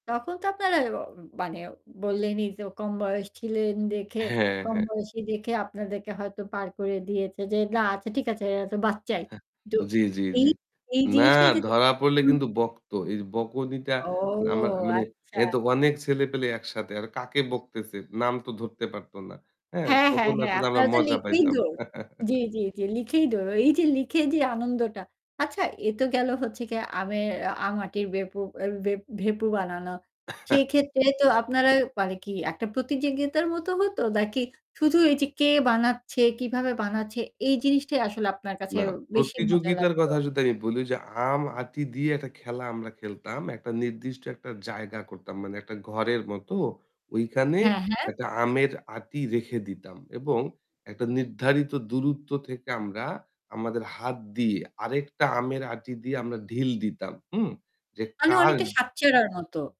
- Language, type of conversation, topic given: Bengali, podcast, ছোটবেলায় খেলাধুলার সবচেয়ে মজার স্মৃতি কোনটা, বলবে?
- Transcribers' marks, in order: static; chuckle; unintelligible speech; drawn out: "ও"; chuckle; chuckle; other background noise